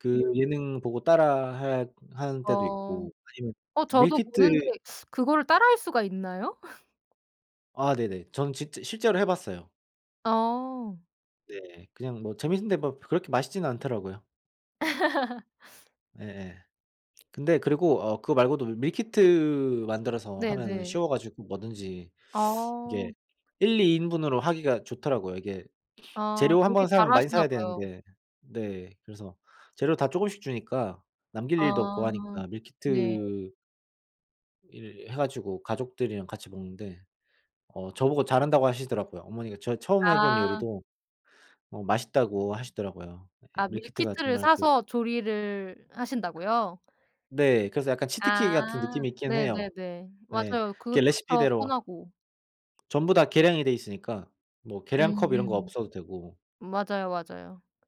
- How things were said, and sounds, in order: teeth sucking; laugh; laugh; sniff; teeth sucking; sniff; tapping
- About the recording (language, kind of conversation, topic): Korean, unstructured, 가족과 함께 먹었던 음식 중에서 가장 기억에 남는 요리는 무엇인가요?